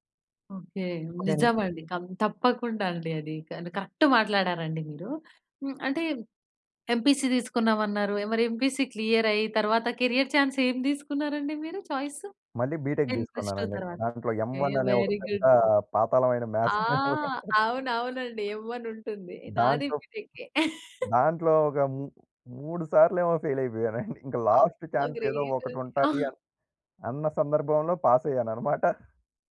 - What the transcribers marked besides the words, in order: other background noise; in English: "కరెక్ట్"; in English: "ఎంపీసీ"; in English: "ఎంపీసీ క్లియర్"; in English: "కెరియర్ చాన్స్"; in English: "బీటెక్"; in English: "టెన్ ప్లస్ టు"; in English: "ఎమ్ వన్"; in English: "మాథ్స్"; in English: "ఎ వెరీ గుడ్"; laughing while speaking: "ఒకటుంటది"; in English: "ఎమ్ వన్"; laugh; in English: "ఫెయిల్"; in English: "లాస్ట్ ఛాన్స్"; in English: "గ్రేట్"; chuckle; in English: "పాస్"
- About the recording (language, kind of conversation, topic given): Telugu, podcast, పరీక్షలో పరాజయం మీకు ఎలా మార్గదర్శకమైంది?